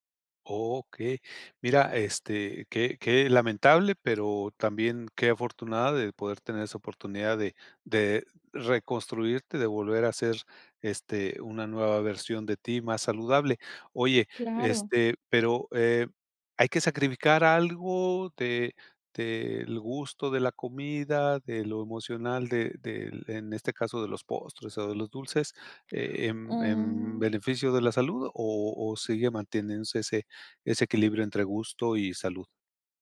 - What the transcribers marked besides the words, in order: drawn out: "Mm"
- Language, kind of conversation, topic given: Spanish, podcast, ¿Qué papel juega la cocina casera en tu bienestar?